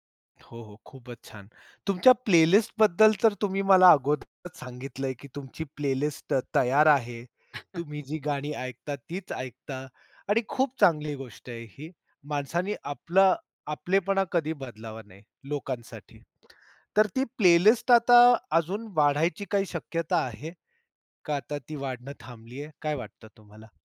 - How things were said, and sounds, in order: in English: "प्लेलिस्टबद्दल"; in English: "प्लेलिस्ट"; chuckle; other background noise; in English: "प्लेलिस्ट"
- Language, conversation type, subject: Marathi, podcast, तुझ्या आयुष्यातल्या प्रत्येक दशकाचं प्रतिनिधित्व करणारे एक-एक गाणं निवडायचं झालं, तर तू कोणती गाणी निवडशील?